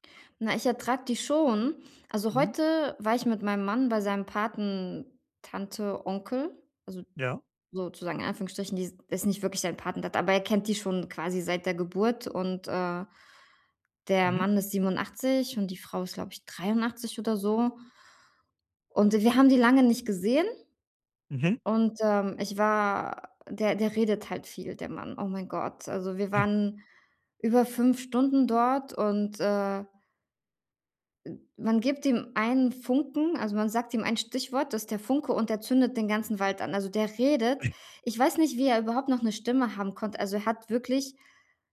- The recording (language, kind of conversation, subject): German, advice, Warum fühle ich mich bei Feiern mit Freunden oft ausgeschlossen?
- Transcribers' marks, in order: snort; other noise